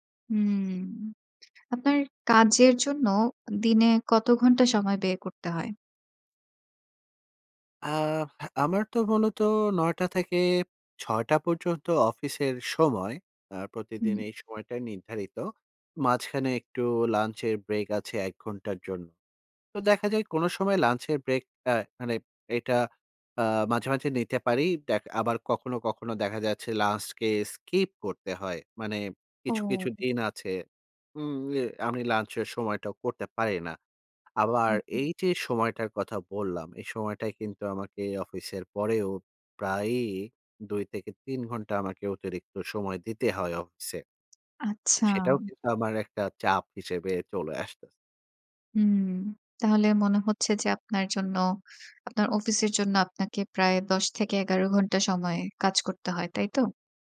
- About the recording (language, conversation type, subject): Bengali, advice, ডেডলাইনের চাপের কারণে আপনার কাজ কি আটকে যায়?
- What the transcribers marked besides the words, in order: in English: "skip"; tapping